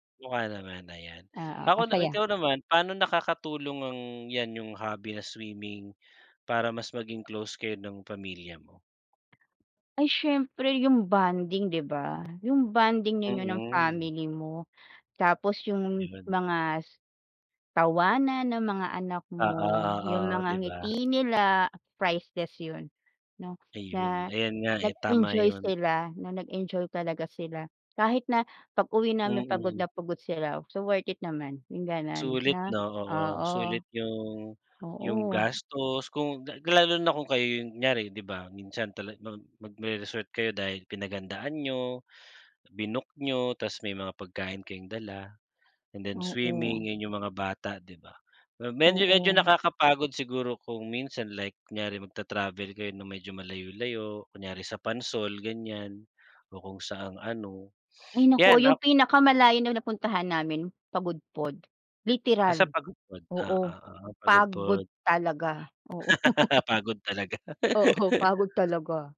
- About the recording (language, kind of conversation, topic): Filipino, unstructured, Ano ang paborito mong libangan na gawin kasama ang pamilya?
- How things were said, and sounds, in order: other background noise; in English: "priceless"; in English: "so worth it"; other noise; other animal sound; sniff; stressed: "Pagod"; joyful: "Pagod talaga"; laughing while speaking: "oo. Oo"; joyful: "oo. Oo"